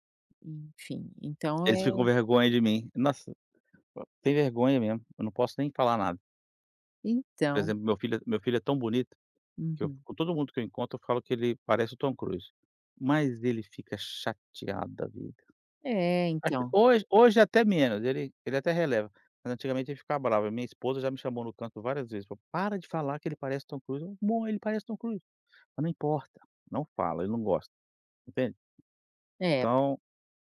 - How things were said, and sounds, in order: tapping; other background noise
- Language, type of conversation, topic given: Portuguese, advice, Como posso superar o medo de mostrar interesses não convencionais?